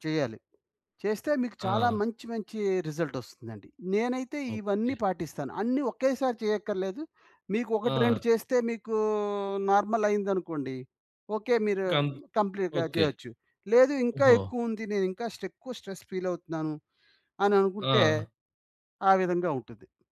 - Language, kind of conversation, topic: Telugu, podcast, ఒక్క నిమిషం ధ్యానం చేయడం మీకు ఏ విధంగా సహాయపడుతుంది?
- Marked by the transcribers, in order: in English: "రిజల్ట్"; in English: "కంప్లీట్‌గా"; in English: "స్ట్రెస్"